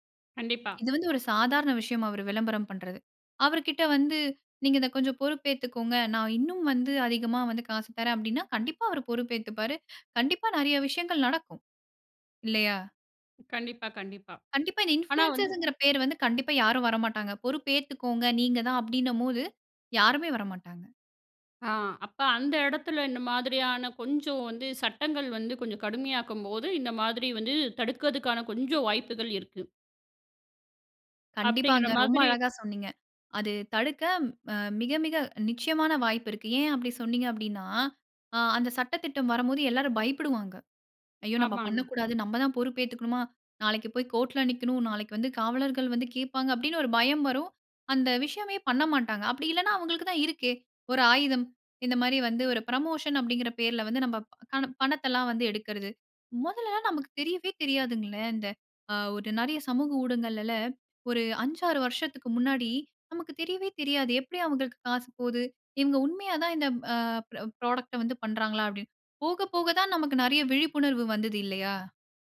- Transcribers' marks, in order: inhale; "ஆனா" said as "பனா"; other background noise; in English: "இன்ஃப்ளுன்சியர்ஸ்ங்கிற"; in English: "ப்ரமோஷன்"; in English: "ப்ராடக்ட்‌ட"
- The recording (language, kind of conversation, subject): Tamil, podcast, ஒரு உள்ளடக்க உருவாக்குநரின் மனநலத்தைப் பற்றி நாம் எவ்வளவு வரை கவலைப்பட வேண்டும்?